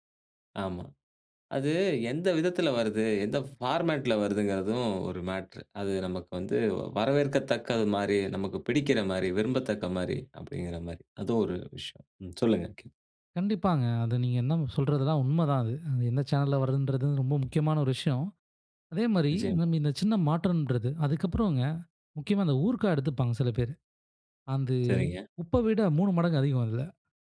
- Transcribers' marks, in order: in English: "ஃபார்மேட்ல"; "அது" said as "அந்து"
- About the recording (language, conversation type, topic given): Tamil, podcast, உணவில் சிறிய மாற்றங்கள் எப்படி வாழ்க்கையை பாதிக்க முடியும்?